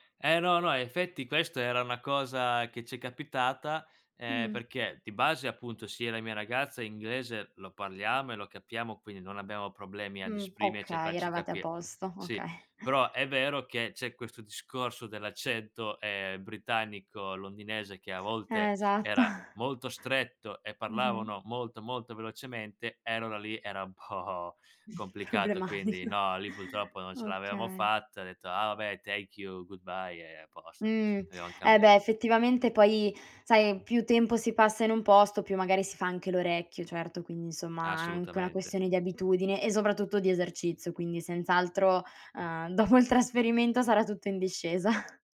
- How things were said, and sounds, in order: laughing while speaking: "Esatto"; "allora" said as "lora"; laughing while speaking: "po'"; chuckle; laughing while speaking: "Problematica"; in English: "thank you, goodbye"; laughing while speaking: "dopo"; laughing while speaking: "discesa"; tapping
- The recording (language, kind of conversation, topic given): Italian, podcast, C’è stato un viaggio che ti ha cambiato la prospettiva?